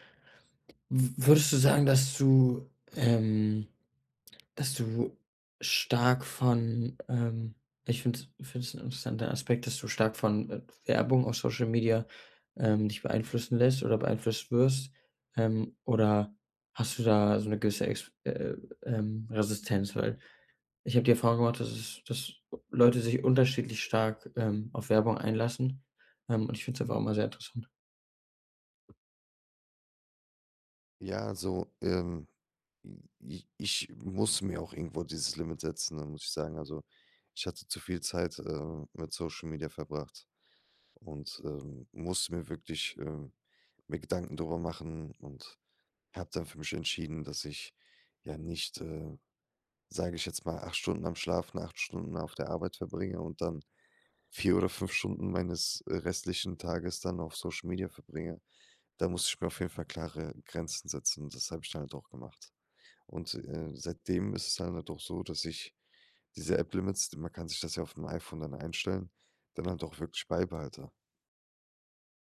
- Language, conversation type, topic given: German, podcast, Wie beeinflussen Algorithmen unseren Seriengeschmack?
- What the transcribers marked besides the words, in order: other background noise